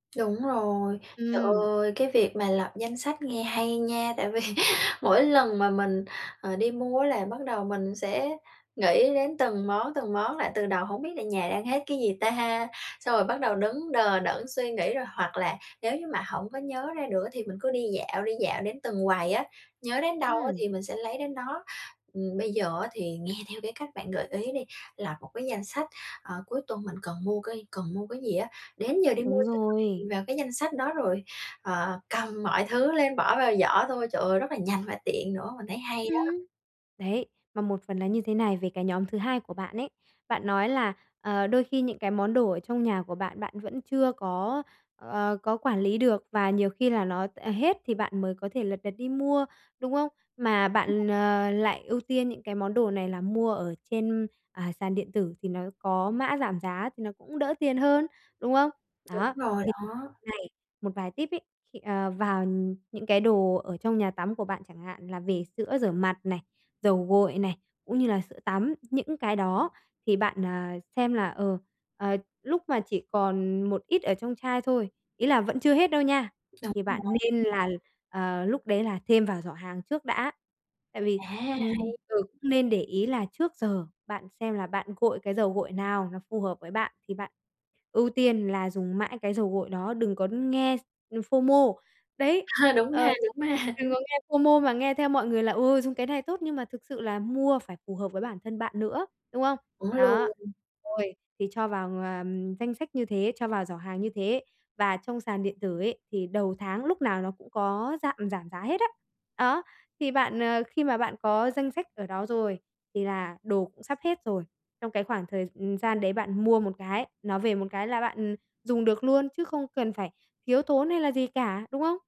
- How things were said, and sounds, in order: tapping; laughing while speaking: "vì"; unintelligible speech; unintelligible speech; unintelligible speech; in English: "FO-MO"; unintelligible speech; in English: "FO-MO"; laugh; laughing while speaking: "ha"; "Đúng" said as "úng"
- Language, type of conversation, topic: Vietnamese, advice, Làm sao mua sắm nhanh chóng và tiện lợi khi tôi rất bận?